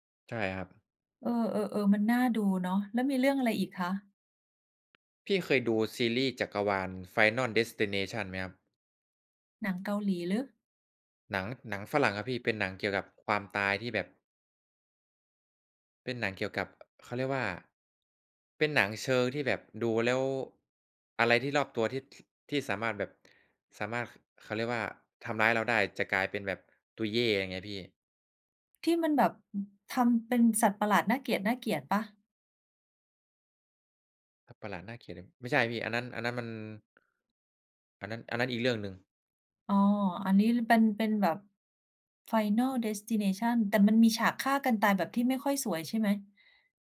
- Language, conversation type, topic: Thai, unstructured, อะไรทำให้ภาพยนตร์บางเรื่องชวนให้รู้สึกน่ารังเกียจ?
- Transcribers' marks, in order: other noise